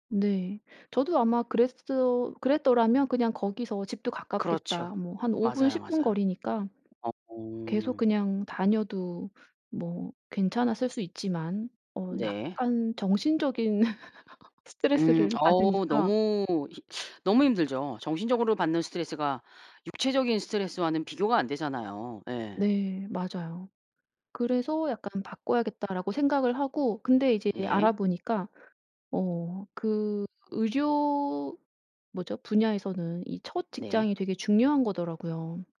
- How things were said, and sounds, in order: other background noise; laugh; tapping
- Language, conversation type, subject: Korean, podcast, 직업을 바꾸게 된 이유는 무엇인가요?